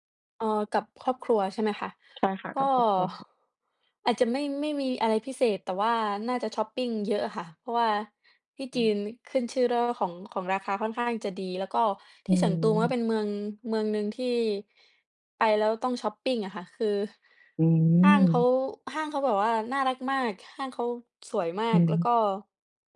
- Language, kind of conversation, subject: Thai, unstructured, คุณเคยมีประสบการณ์สนุกๆ กับครอบครัวไหม?
- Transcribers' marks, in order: tapping; other background noise